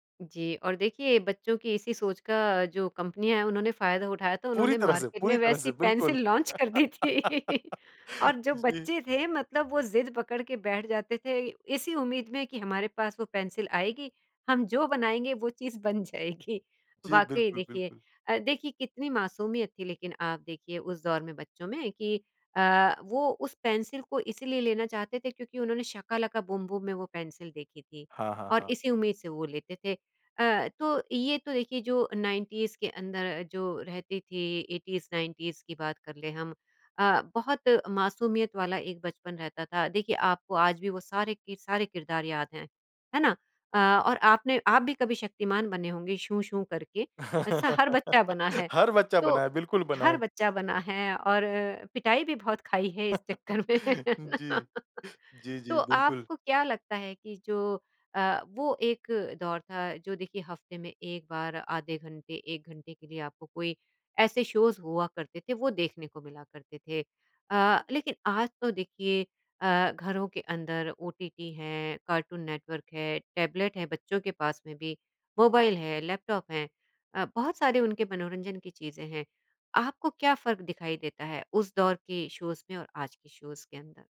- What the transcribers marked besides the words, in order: in English: "मार्केट"; laughing while speaking: "लॉन्च कर दी थी"; in English: "लॉन्च"; laugh; in English: "नाइनटीज़"; in English: "एटीज़ नाइनटीज़"; laugh; chuckle; laughing while speaking: "चक्कर में"; chuckle; in English: "शोज़"; in English: "शोज़"; in English: "शोज़"
- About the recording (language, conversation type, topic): Hindi, podcast, आपके बचपन का कौन-सा टीवी कार्यक्रम आपको आज भी हमेशा याद रहता है?